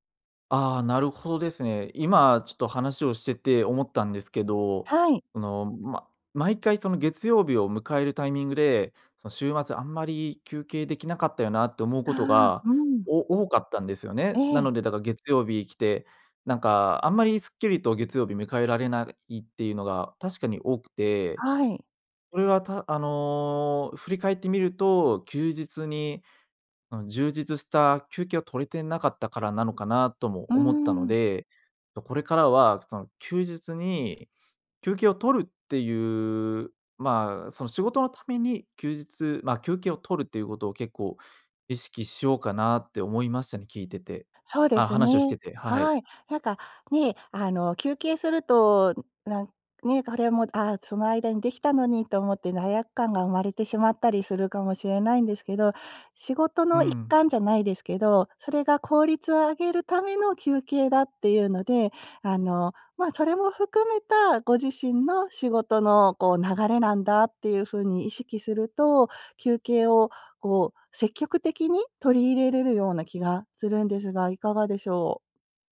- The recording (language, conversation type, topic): Japanese, advice, 週末にだらけてしまう癖を変えたい
- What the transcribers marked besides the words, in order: none